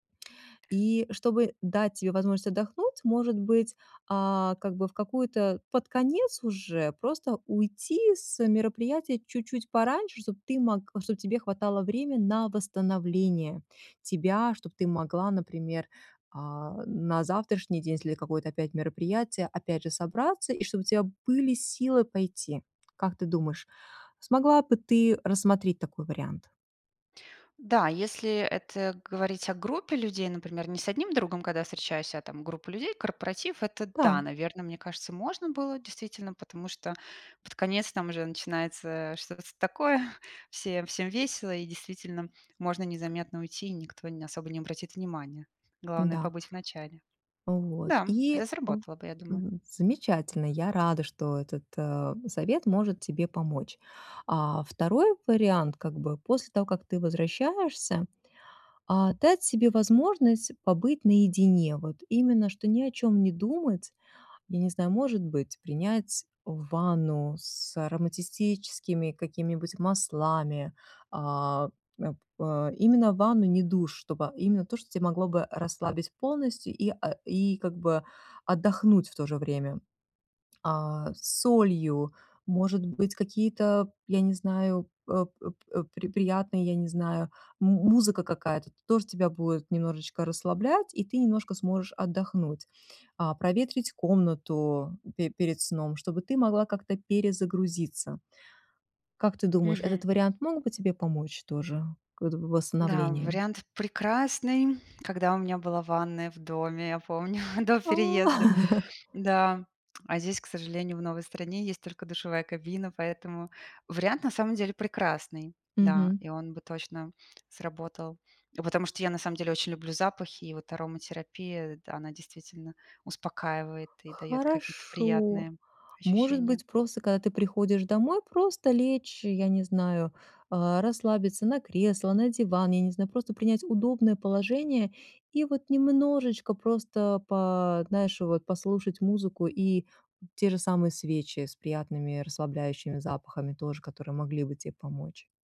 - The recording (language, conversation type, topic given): Russian, advice, Как справляться с усталостью и перегрузкой во время праздников
- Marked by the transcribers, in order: other background noise; tapping; unintelligible speech; laughing while speaking: "помню"; chuckle